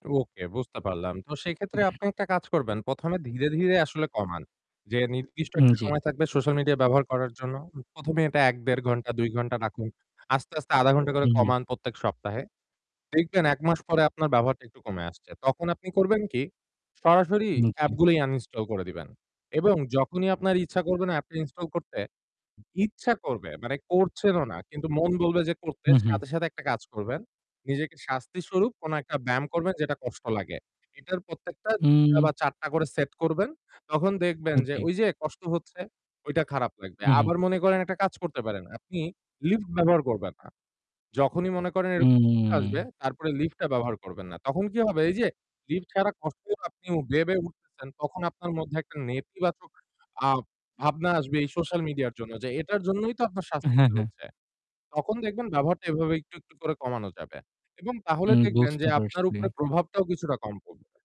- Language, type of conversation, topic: Bengali, advice, আমি কীভাবে ফোন ও অ্যাপের বিভ্রান্তি কমিয়ে মনোযোগ ধরে রাখতে পারি?
- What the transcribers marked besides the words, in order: other background noise; static; distorted speech